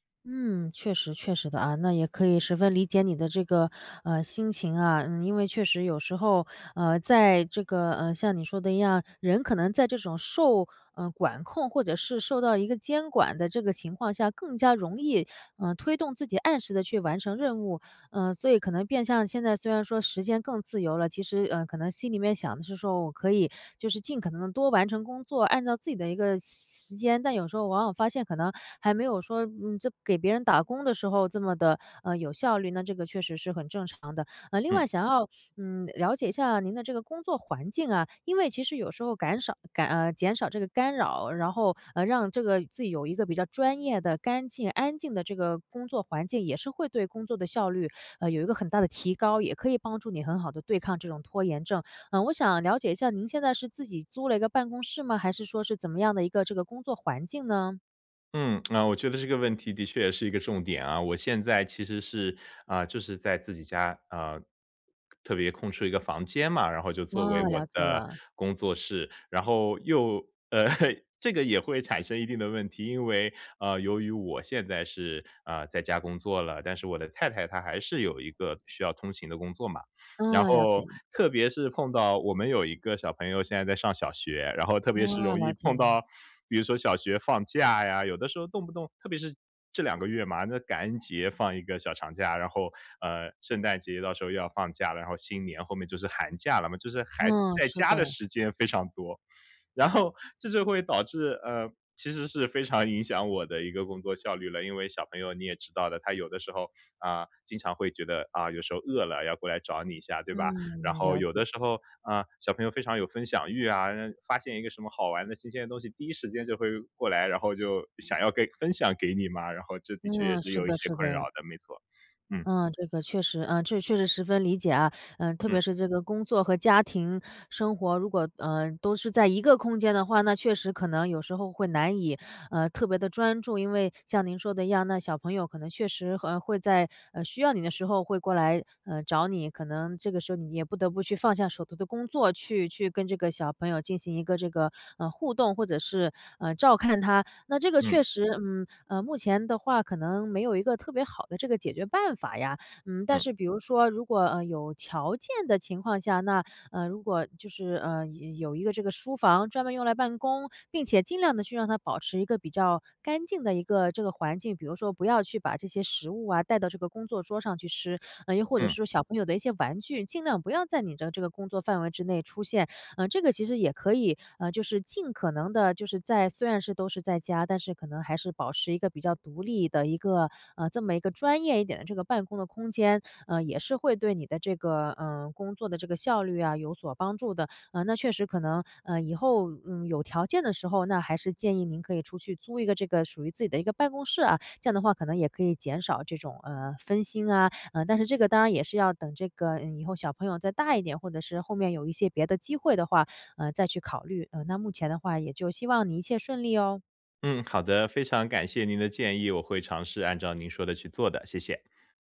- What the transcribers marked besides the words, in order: tapping; laugh; laughing while speaking: "然后"
- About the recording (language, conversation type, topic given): Chinese, advice, 如何利用专注时间段来减少拖延？